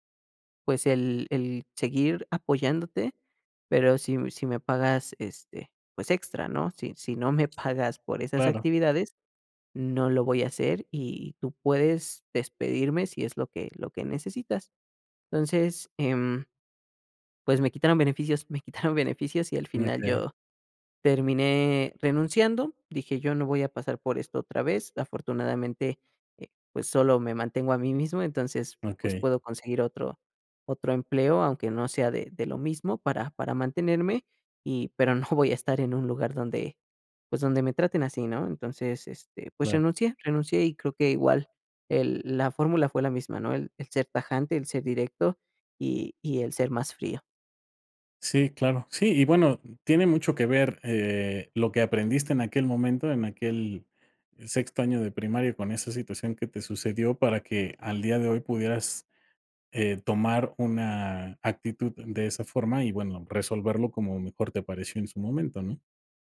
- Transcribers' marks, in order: tapping
- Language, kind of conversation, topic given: Spanish, podcast, ¿Cuál fue un momento que cambió tu vida por completo?